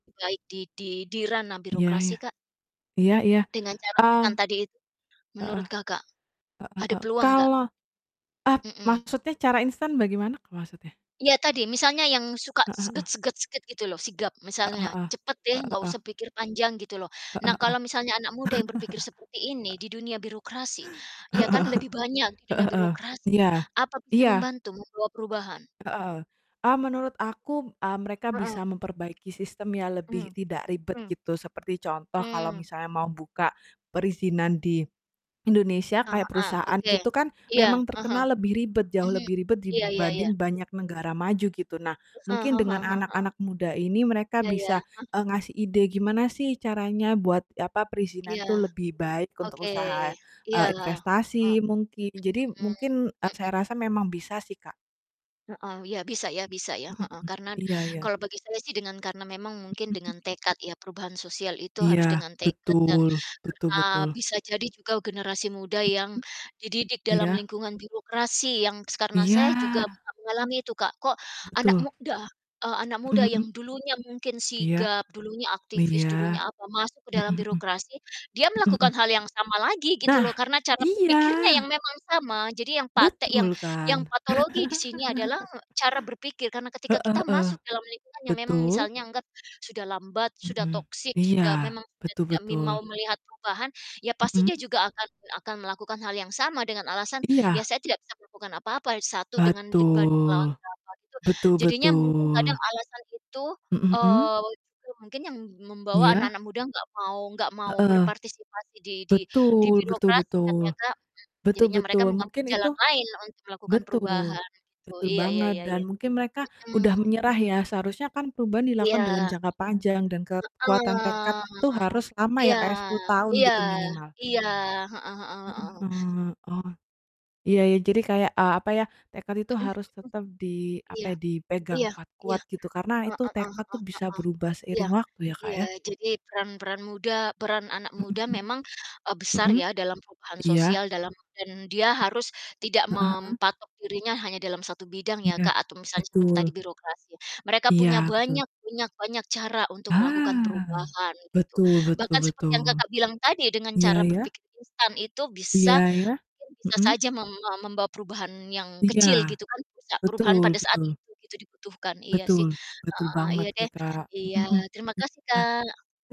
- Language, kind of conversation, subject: Indonesian, unstructured, Bagaimana peran anak muda dalam mendorong perubahan sosial?
- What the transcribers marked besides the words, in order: distorted speech; other noise; chuckle; other background noise; chuckle; static; chuckle; drawn out: "Heeh"